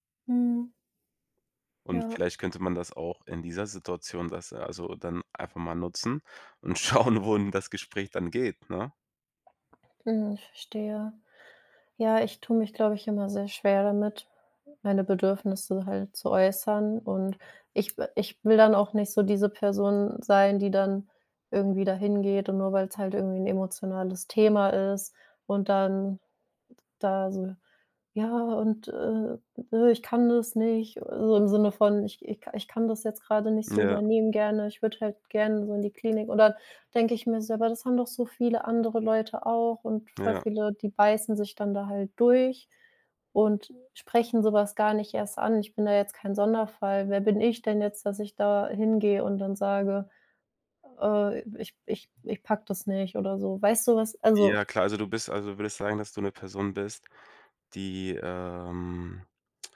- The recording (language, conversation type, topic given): German, advice, Wie führe ich ein schwieriges Gespräch mit meinem Chef?
- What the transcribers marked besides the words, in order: laughing while speaking: "schauen"; put-on voice: "Ja und, äh, ich kann das nicht"